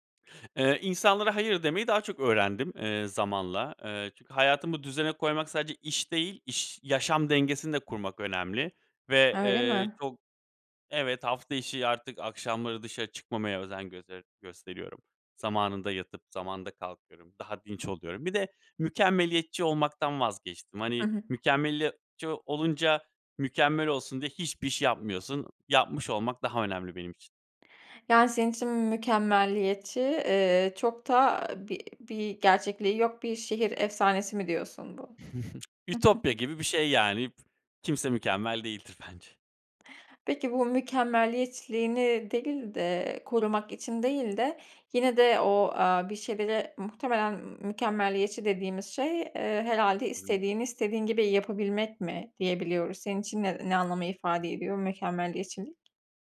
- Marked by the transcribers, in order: other background noise; tapping; chuckle; other noise; unintelligible speech
- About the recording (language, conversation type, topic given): Turkish, podcast, Gelen bilgi akışı çok yoğunken odaklanmanı nasıl koruyorsun?